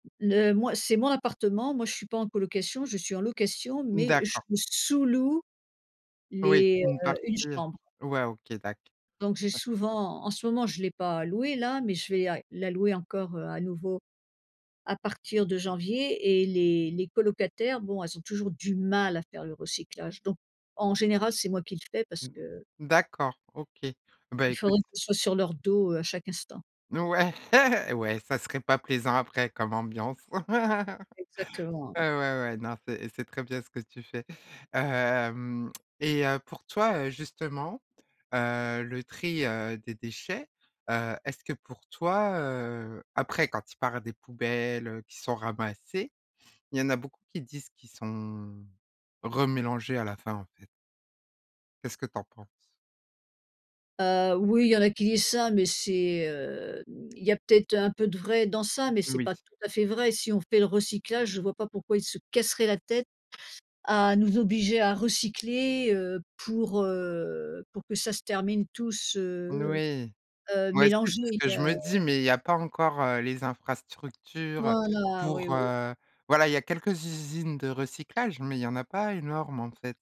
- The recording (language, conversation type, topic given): French, podcast, Quelle action simple peux-tu faire au quotidien pour réduire tes déchets ?
- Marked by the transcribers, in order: stressed: "mal"; laugh; laugh; other background noise